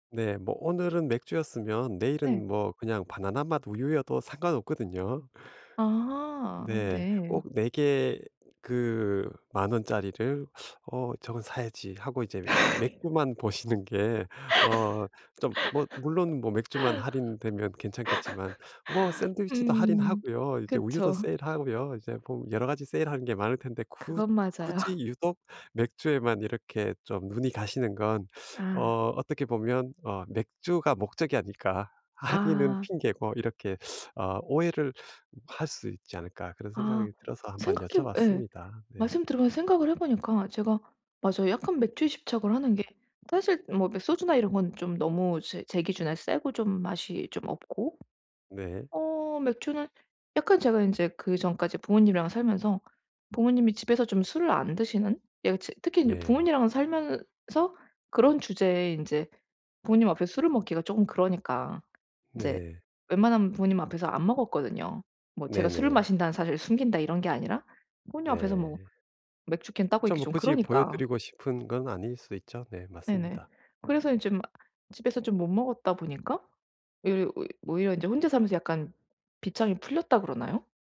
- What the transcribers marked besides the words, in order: put-on voice: "어 저건 사야지"; laugh; tapping; laughing while speaking: "보시는"; other background noise; laughing while speaking: "맞아요"; laughing while speaking: "할인은"
- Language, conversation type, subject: Korean, advice, 습관과 자기통제력을 어떻게 기를 수 있을까요?